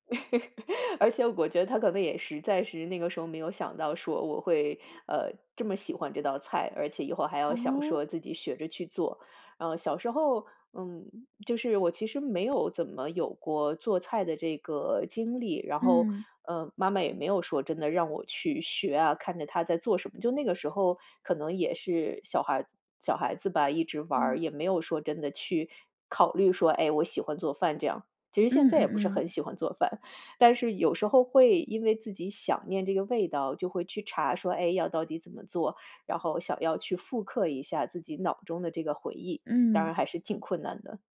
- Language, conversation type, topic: Chinese, podcast, 你小时候最怀念哪一道家常菜？
- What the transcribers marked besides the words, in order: laugh